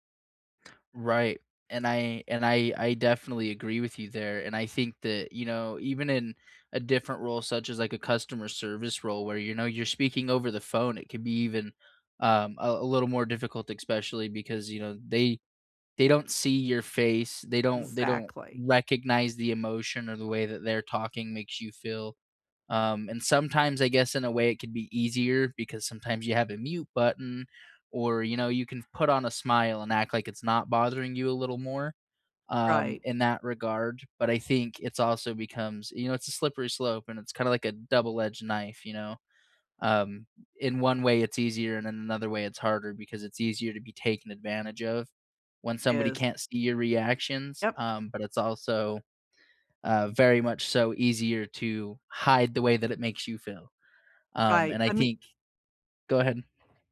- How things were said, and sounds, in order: tapping; other background noise
- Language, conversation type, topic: English, unstructured, What is the best way to stand up for yourself?